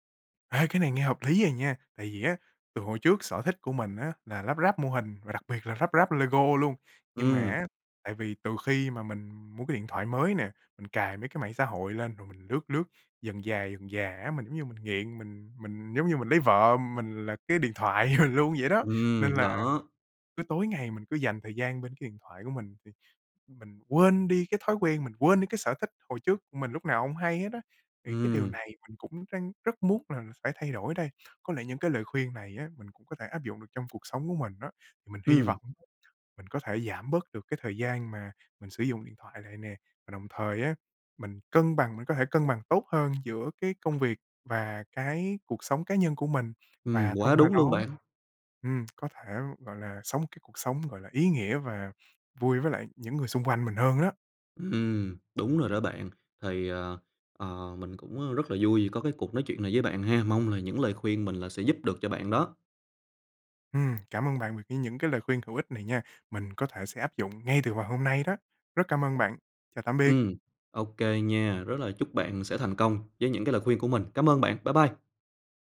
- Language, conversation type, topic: Vietnamese, advice, Làm sao để tập trung khi liên tục nhận thông báo từ điện thoại và email?
- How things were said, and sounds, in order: tapping; laughing while speaking: "luôn vậy"; other background noise; other noise